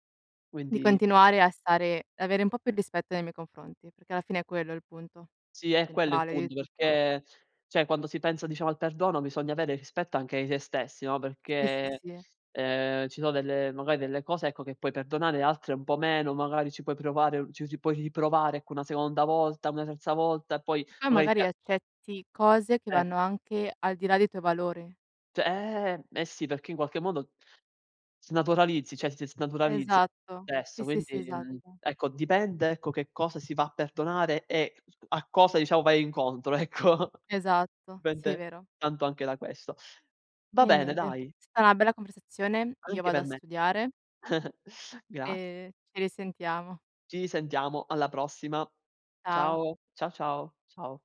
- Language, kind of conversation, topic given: Italian, unstructured, Qual è il significato del perdono per te?
- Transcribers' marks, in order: "punto" said as "pund"; tapping; unintelligible speech; drawn out: "eh"; other background noise; "cioè" said as "ceh"; "adesso" said as "desso"; unintelligible speech; laughing while speaking: "ecco"; "Dipende" said as "ipende"; chuckle